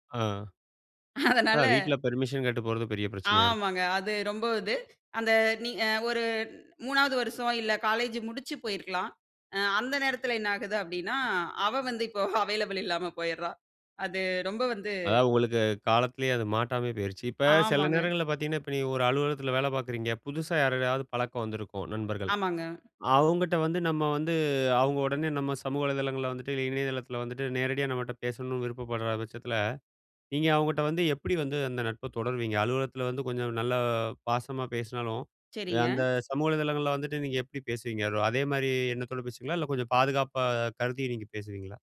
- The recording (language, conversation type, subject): Tamil, podcast, நேசத்தை நேரில் காட்டுவது, இணையத்தில் காட்டுவதிலிருந்து எப்படி வேறுபடுகிறது?
- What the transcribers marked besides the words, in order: laughing while speaking: "அதனால"; laughing while speaking: "இப்போ அவைலபிள் இல்லாம போயிட்றா"; in English: "அவைலபிள்"; other background noise